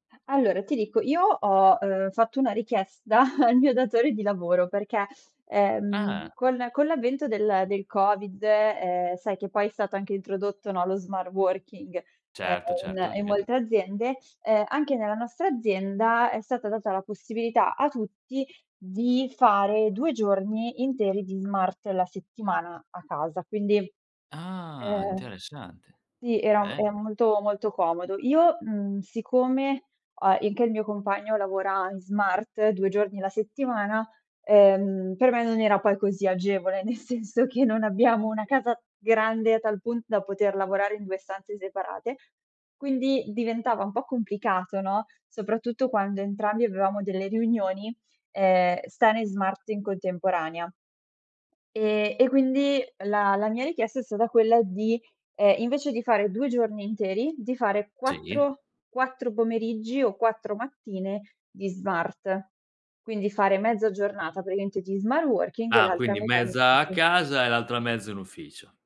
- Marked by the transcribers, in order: chuckle; other background noise; laughing while speaking: "nel senso"
- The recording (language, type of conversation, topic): Italian, podcast, Com'è per te l'equilibrio tra vita privata e lavoro?